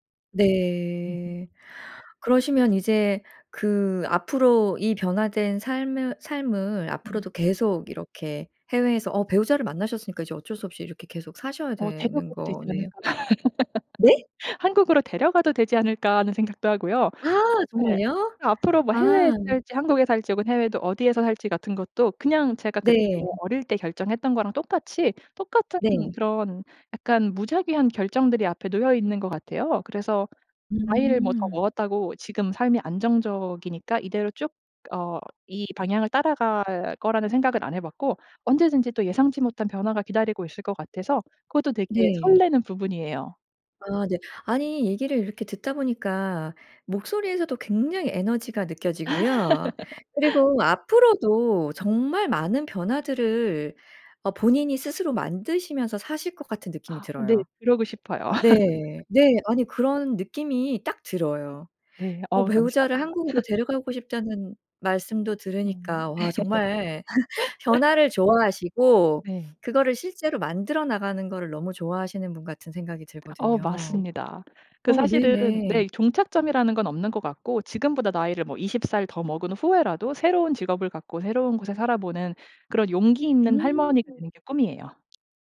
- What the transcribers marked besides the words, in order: laugh; surprised: "네?"; other background noise; laugh; laugh; laugh; laugh; tapping
- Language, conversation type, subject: Korean, podcast, 한 번의 용기가 중요한 변화를 만든 적이 있나요?